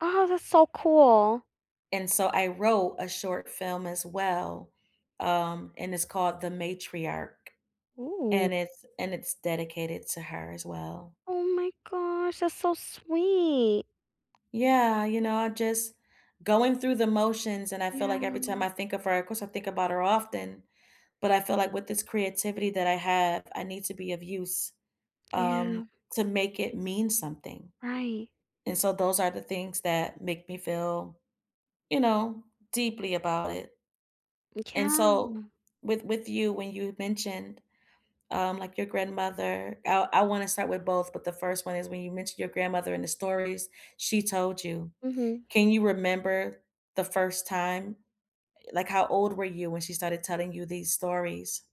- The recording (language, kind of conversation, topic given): English, unstructured, What’s a story or song that made you feel something deeply?
- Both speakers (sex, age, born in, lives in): female, 35-39, United States, United States; female, 35-39, United States, United States
- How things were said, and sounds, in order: none